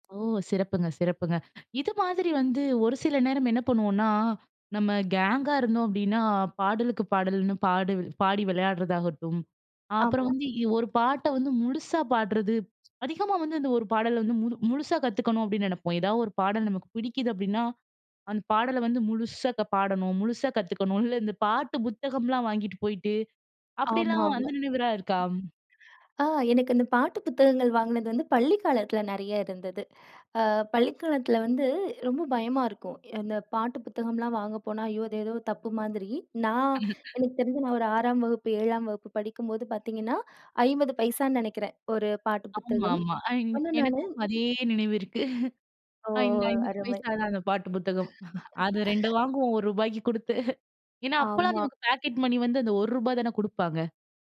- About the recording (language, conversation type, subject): Tamil, podcast, பாடல்கள் உங்கள் பள்ளி அல்லது கல்லூரி நாட்களின் நினைவுகளுடன் எப்படி இணைகின்றன?
- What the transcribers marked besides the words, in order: other noise; "பாடி" said as "பாடு"; "நினைவுலா" said as "நினைவெறா"; chuckle; chuckle; "ஐம்பது" said as "ஐந்து"; laughing while speaking: "அது ரெண்டு வாங்குவோம் ₹1க்கு குடுத்து"; laugh